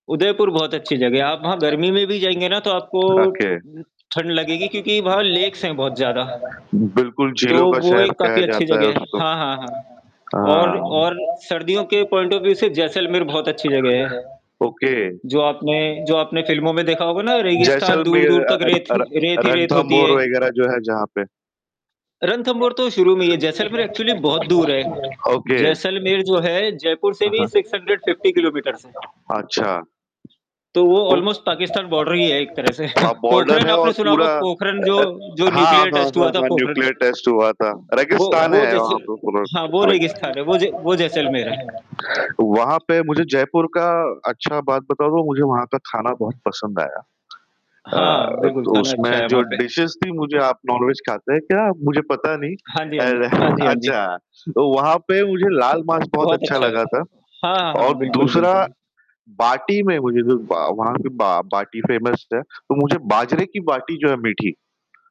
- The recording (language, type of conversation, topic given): Hindi, unstructured, गर्मी की छुट्टियाँ बिताने के लिए आप पहाड़ों को पसंद करते हैं या समुद्र तट को?
- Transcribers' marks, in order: static; other background noise; in English: "ओके"; mechanical hum; in English: "लेक्स"; in English: "ओके"; in English: "पॉइंट ऑफ़ व्यू"; in English: "ओके"; in English: "एक्चुअली"; in English: "बॉर्डर"; in English: "सिक्स हंड्रेड फिफ्टी किलोमीटर्स"; in English: "न्यूक्लियर टेस्ट"; in English: "ऑलमोस्ट"; chuckle; in English: "राइट"; tapping; in English: "न्यूक्लियर टेस्ट"; in English: "डिशेज़"; in English: "नॉन वेज"; distorted speech; in English: "फेमस"